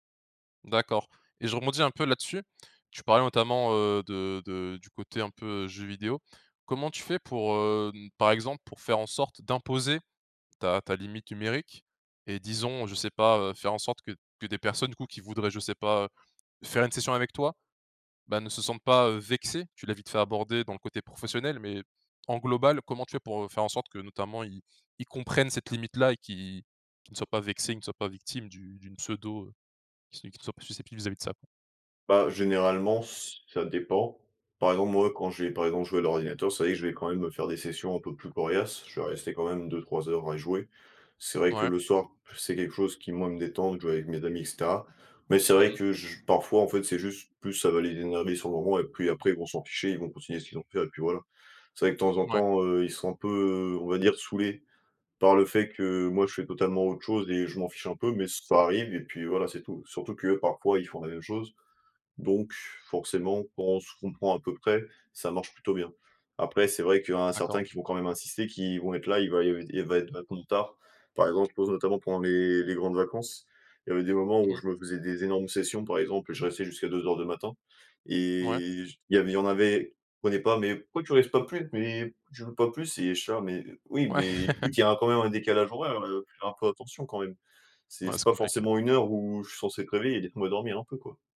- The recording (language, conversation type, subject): French, podcast, Comment poses-tu des limites au numérique dans ta vie personnelle ?
- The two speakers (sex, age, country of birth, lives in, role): male, 20-24, France, France, host; male, 20-24, Romania, Romania, guest
- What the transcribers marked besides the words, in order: stressed: "d'imposer"; stressed: "vexées"; "vachement" said as "vacoun"; drawn out: "et"; put-on voice: "Mais pourquoi tu restes pas plus ? Mais pourquoi tu joues pas plus ?"; laughing while speaking: "Ouais"; chuckle